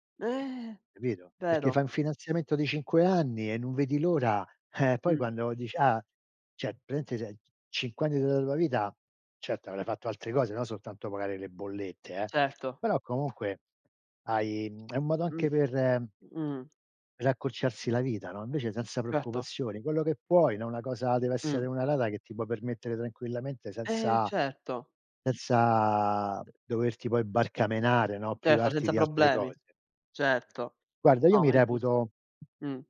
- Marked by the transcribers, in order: drawn out: "Eh!"; "Cioè" said as "ceh"; other background noise; tapping; unintelligible speech; drawn out: "senza"
- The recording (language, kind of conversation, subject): Italian, unstructured, Come può il risparmio cambiare la vita di una persona?